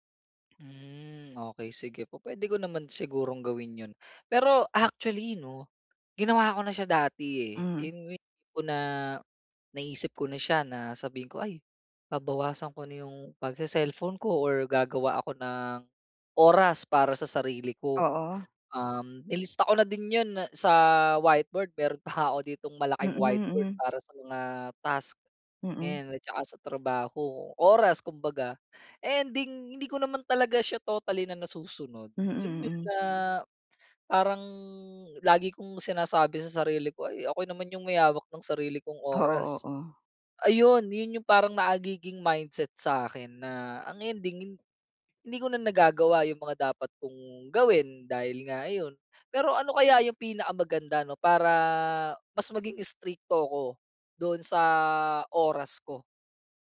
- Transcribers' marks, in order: in English: "mindset"
- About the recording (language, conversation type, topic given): Filipino, advice, Paano ako makakagawa ng pinakamaliit na susunod na hakbang patungo sa layunin ko?